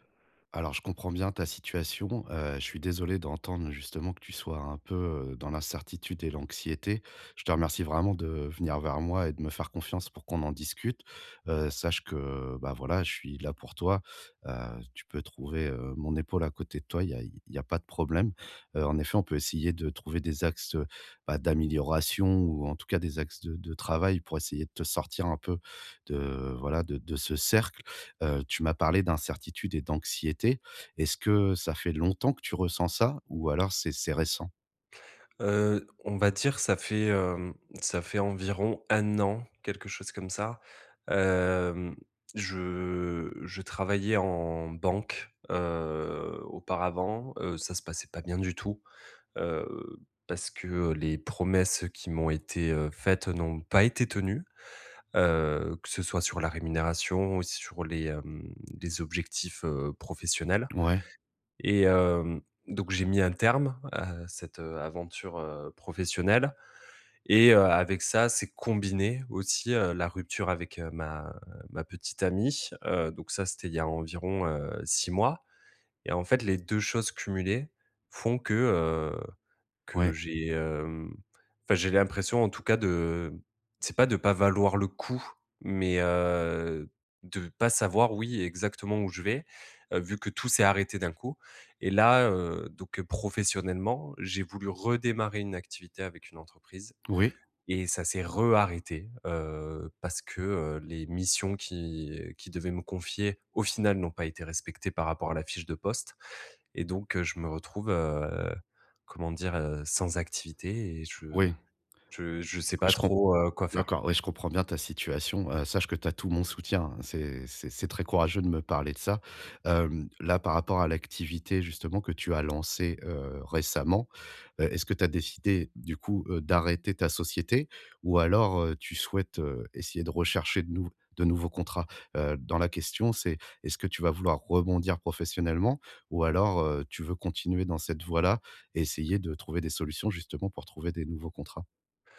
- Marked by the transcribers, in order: other background noise; stressed: "un"; stressed: "combiné"; stressed: "récemment"; stressed: "rebondir"
- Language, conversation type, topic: French, advice, Comment puis-je mieux gérer mon anxiété face à l’incertitude ?